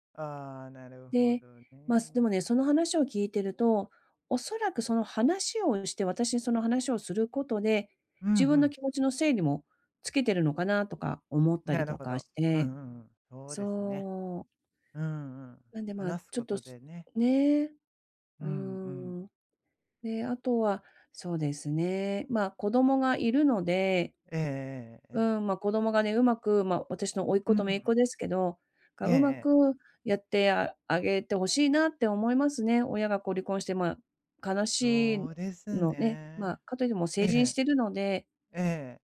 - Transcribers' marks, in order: none
- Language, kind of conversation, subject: Japanese, advice, 別れで失った自信を、日々の習慣で健康的に取り戻すにはどうすればよいですか？